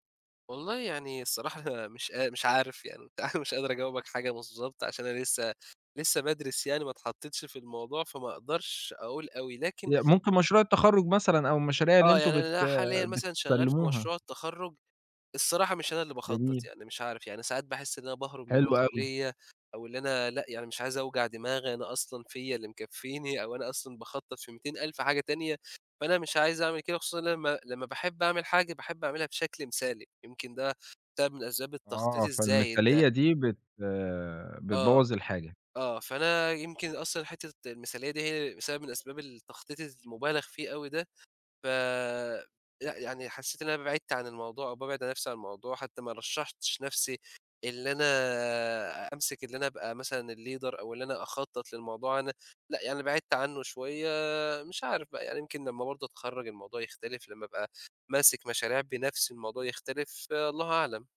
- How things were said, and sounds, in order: laughing while speaking: "الصراحة"; laughing while speaking: "وبتاع"; in English: "الleader"
- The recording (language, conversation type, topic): Arabic, podcast, إزاي بتوازن بين التخطيط والتجريب العفوي؟